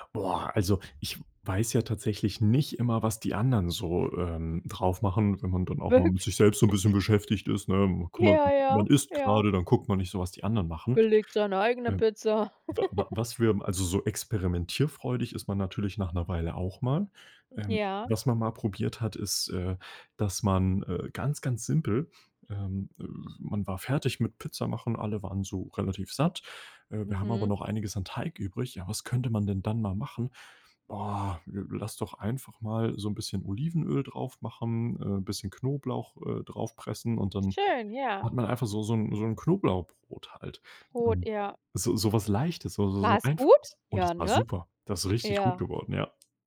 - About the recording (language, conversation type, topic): German, podcast, Was kocht ihr bei euch, wenn alle zusammenkommen?
- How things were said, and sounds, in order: surprised: "Boah"; laughing while speaking: "Wirk"; laugh; put-on voice: "selbst so 'n bisschen beschäftigt ist"; laughing while speaking: "Ja"; put-on voice: "Belegt seine eigene Pizza"; giggle; put-on voice: "Oh!"; other background noise